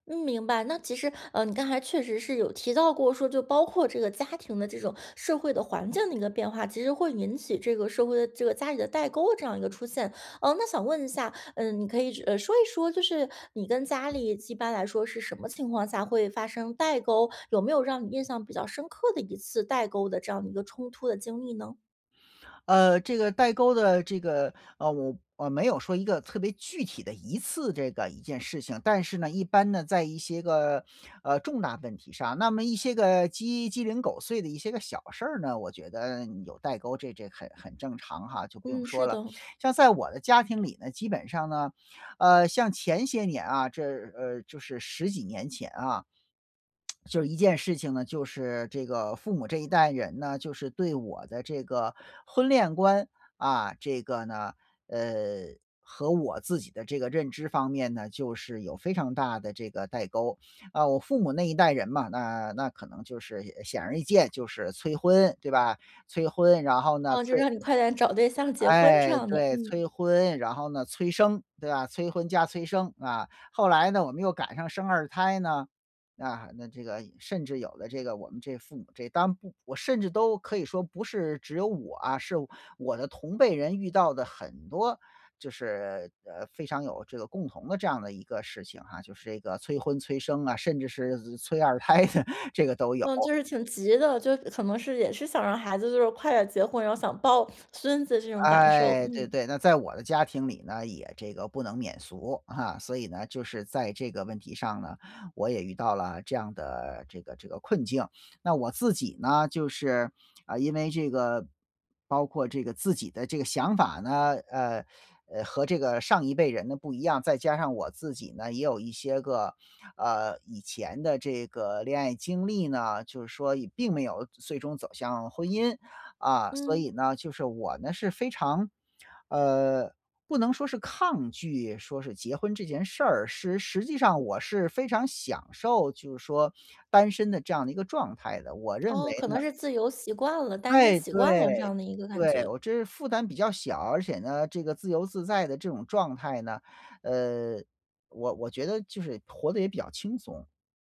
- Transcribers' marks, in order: lip smack; laughing while speaking: "胎的"
- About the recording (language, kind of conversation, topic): Chinese, podcast, 家里出现代沟时，你会如何处理？